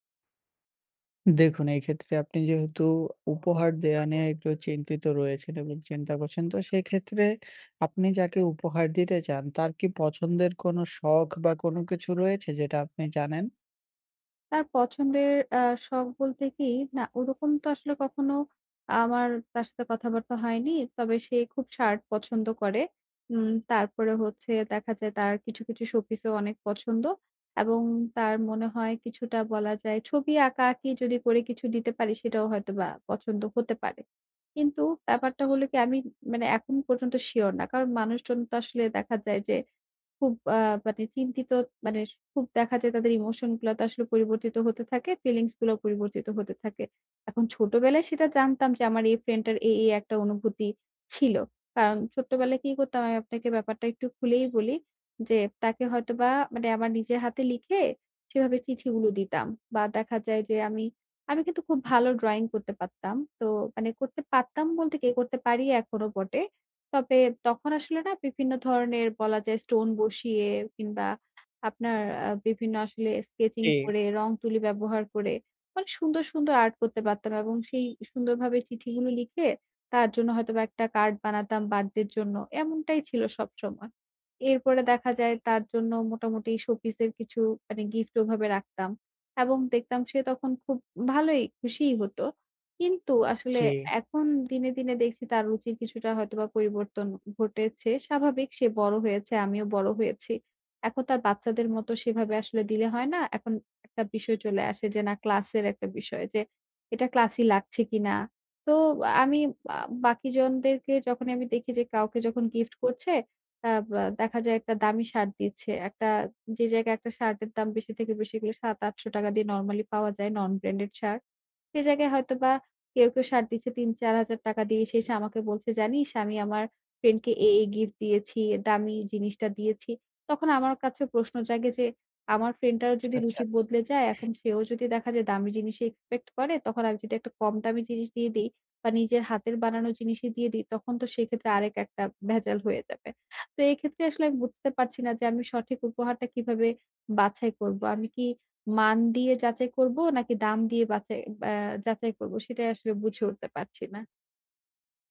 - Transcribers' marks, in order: tapping; other background noise; horn; in English: "non branded shirt"
- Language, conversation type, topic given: Bengali, advice, আমি কীভাবে সঠিক উপহার বেছে কাউকে খুশি করতে পারি?